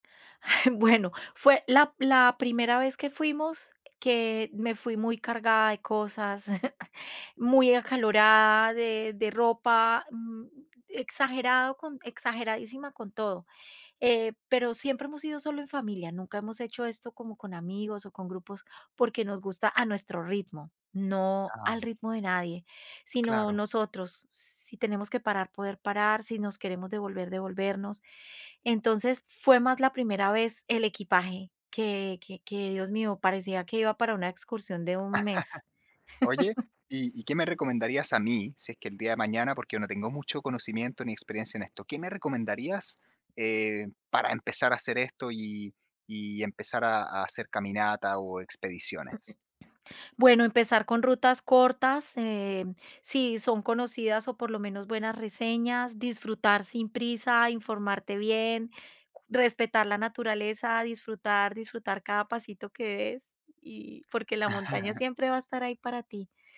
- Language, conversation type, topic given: Spanish, podcast, ¿Qué consejos das para planear una caminata de un día?
- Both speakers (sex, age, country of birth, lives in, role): female, 50-54, Colombia, Italy, guest; male, 35-39, Dominican Republic, Germany, host
- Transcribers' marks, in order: chuckle; chuckle; tapping; chuckle; other noise; chuckle